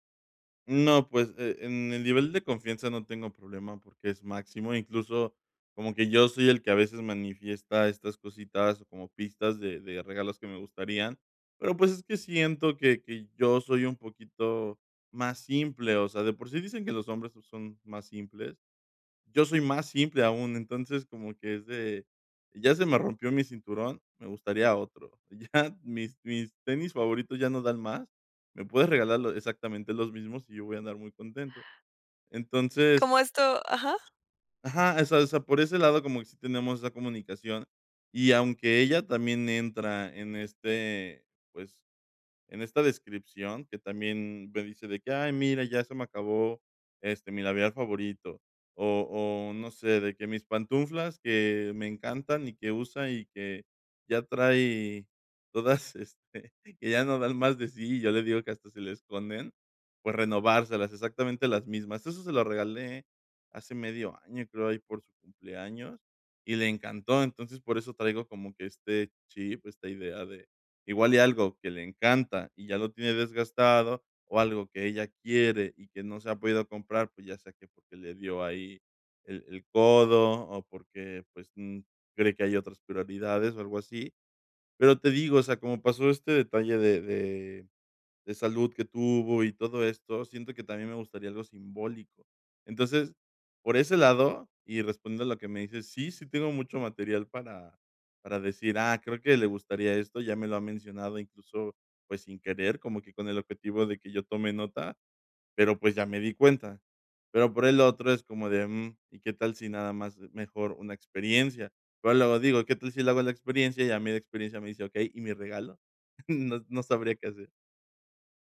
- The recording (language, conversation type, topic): Spanish, advice, ¿Cómo puedo encontrar un regalo con significado para alguien especial?
- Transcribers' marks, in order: laughing while speaking: "ya"; "pantuflas" said as "pantunflas"; laughing while speaking: "todas, este"; laughing while speaking: "No"